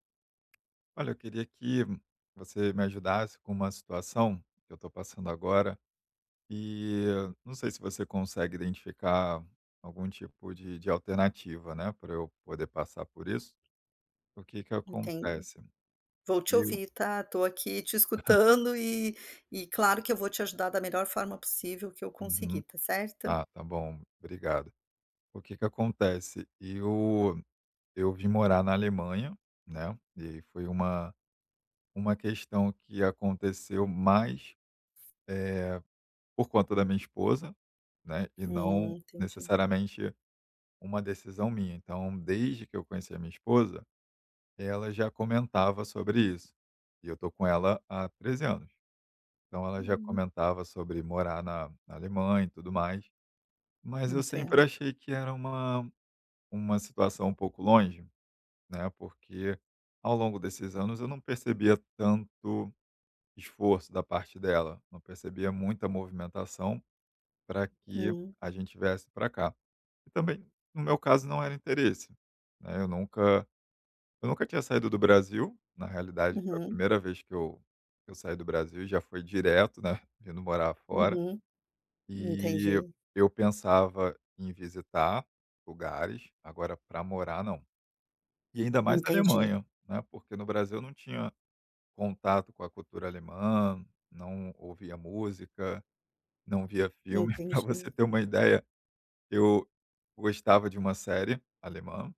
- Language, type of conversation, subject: Portuguese, advice, Como lidar com a saudade intensa de família e amigos depois de se mudar de cidade ou de país?
- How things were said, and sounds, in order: tapping; other noise; other background noise; chuckle; laughing while speaking: "Pra você ter uma ideia"